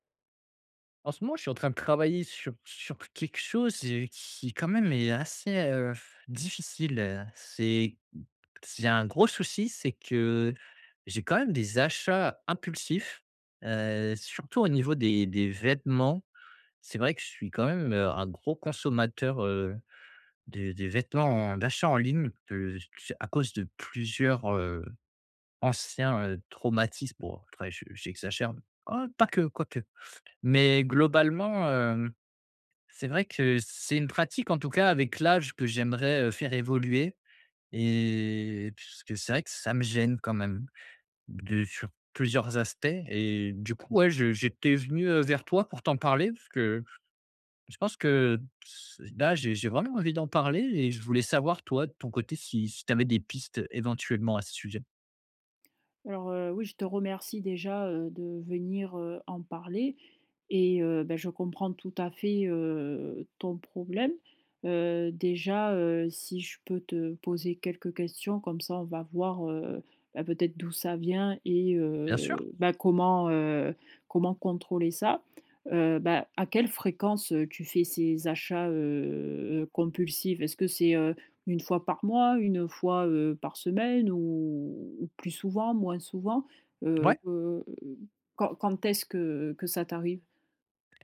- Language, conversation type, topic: French, advice, Comment puis-je mieux contrôler mes achats impulsifs au quotidien ?
- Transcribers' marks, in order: sigh; other background noise; tapping